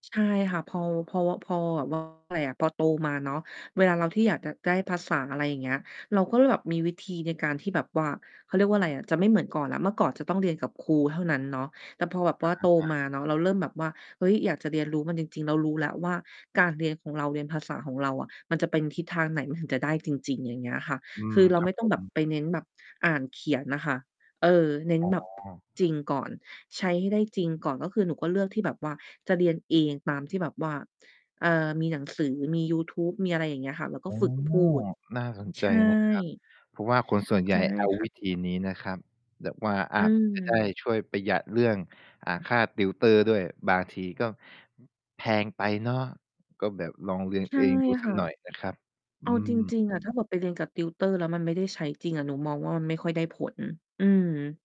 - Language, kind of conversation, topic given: Thai, podcast, เริ่มเรียนภาษาใหม่ควรเริ่มจากวิธีไหนก่อนดีครับ/คะ?
- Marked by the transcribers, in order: distorted speech; mechanical hum; other background noise; other noise